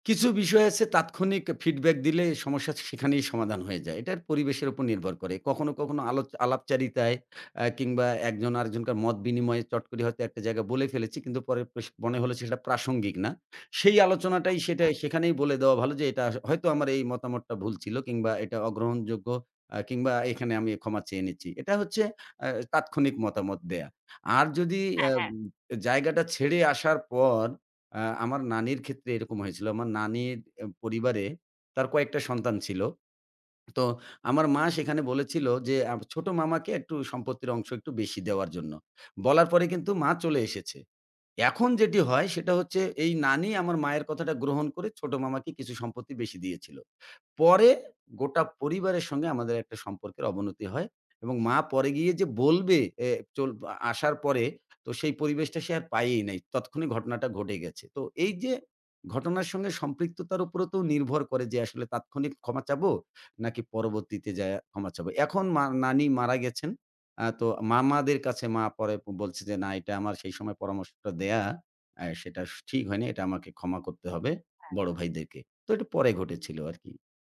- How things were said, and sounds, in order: other background noise
- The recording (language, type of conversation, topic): Bengali, podcast, মাফ চাইতে বা কাউকে ক্ষমা করতে সহজ ও কার্যকর কৌশলগুলো কী?